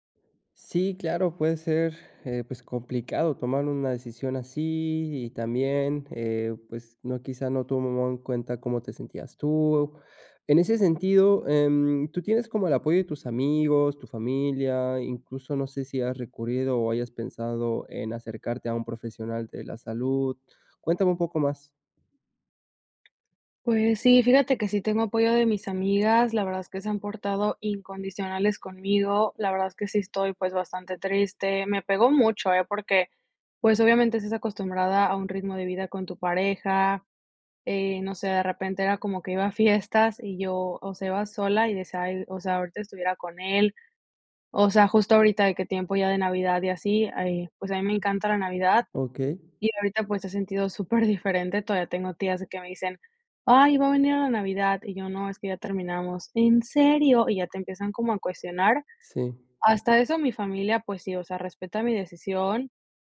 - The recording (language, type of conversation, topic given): Spanish, advice, ¿Cómo puedo afrontar la ruptura de una relación larga?
- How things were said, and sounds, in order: tapping; laughing while speaking: "super"; other noise